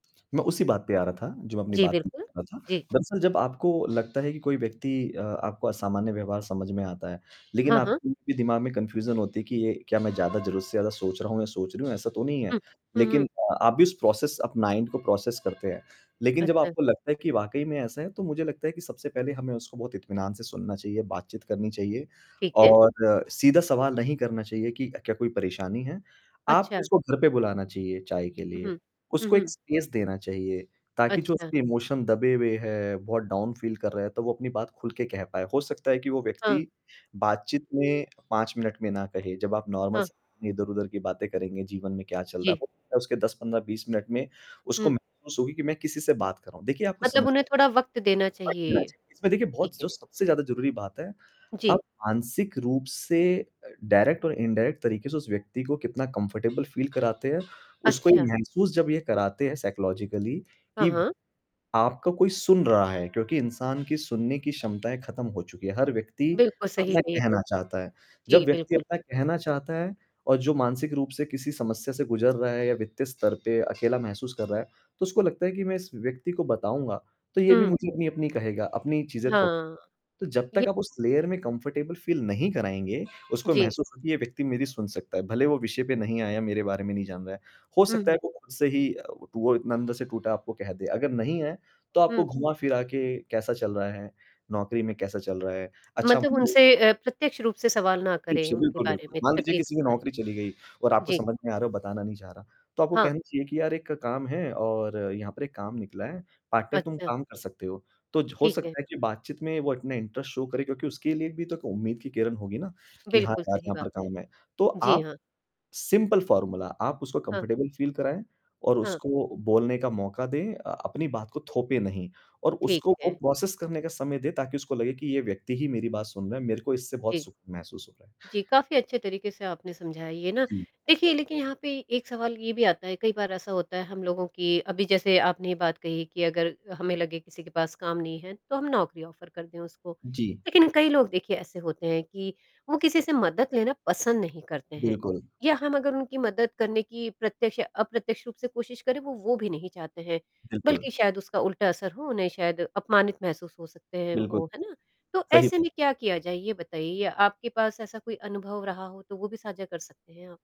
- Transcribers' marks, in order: static; other background noise; distorted speech; in English: "कन्फ्यूज़न"; in English: "प्रोसेस"; in English: "नाइंड"; "माइन्ड" said as "नाइंड"; in English: "प्रोसेस"; in English: "स्पेस"; in English: "इमोशन"; in English: "डाउन फ़ील"; in English: "नॉर्मल"; in English: "डायरेक्ट"; in English: "इनडायरेक्ट"; in English: "कम्फ़र्टेबल फ़ील"; in English: "साइकोलॉजिकली"; in English: "लेयर"; in English: "कंफर्टेबल फ़ील"; other noise; in English: "पार्ट टाइम"; in English: "इंटरेस्ट शो"; in English: "सिंपल फॉर्मूला"; in English: "कंफर्टेबल फील"; in English: "प्रोसेस"; in English: "ऑफर"
- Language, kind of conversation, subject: Hindi, podcast, जब कोई खुद को अकेला महसूस कर रहा हो, तो हमें उसकी मदद कैसे करनी चाहिए?